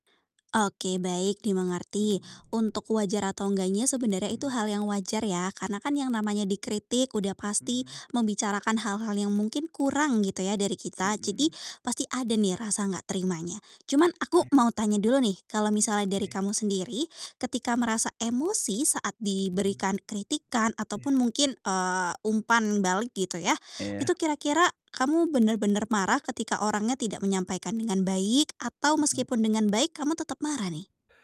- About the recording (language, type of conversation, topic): Indonesian, advice, Bagaimana cara tetap tenang saat menerima umpan balik?
- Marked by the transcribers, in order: tapping; distorted speech